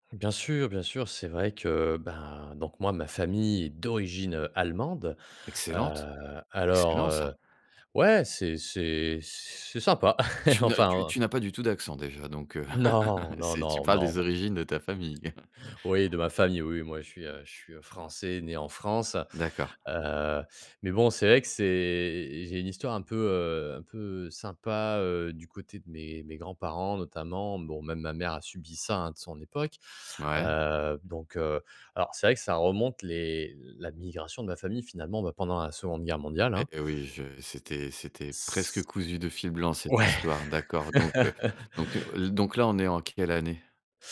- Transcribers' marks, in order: stressed: "d'origine"; chuckle; laugh; chuckle; tapping; laugh
- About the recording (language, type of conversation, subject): French, podcast, Peux-tu raconter une histoire de migration dans ta famille ?